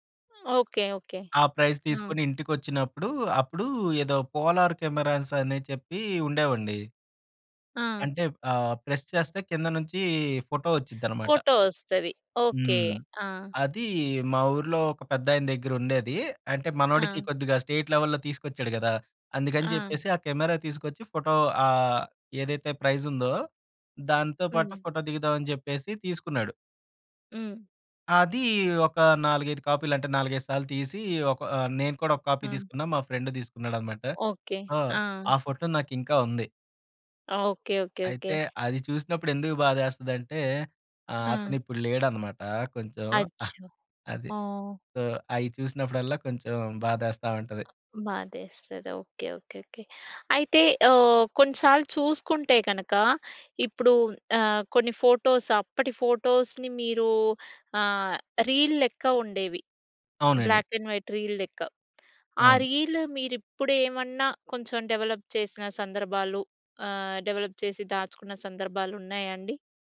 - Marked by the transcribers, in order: in English: "ప్రైజ్"; in English: "పోలార్ కెమెరాస్"; in English: "ప్రెస్"; in English: "స్టేట్ లెవెల్లో"; in English: "ప్రైజ్"; tapping; in English: "సో"; other background noise; in English: "ఫోటోస్"; in English: "ఫోటోస్‌ని"; in English: "రీల్"; in English: "బ్లాక్ అండ్ వైట్ రీల్"; in English: "డెవలప్"; in English: "డెవలప్"
- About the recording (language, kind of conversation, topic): Telugu, podcast, మీ కుటుంబపు పాత ఫోటోలు మీకు ఏ భావాలు తెస్తాయి?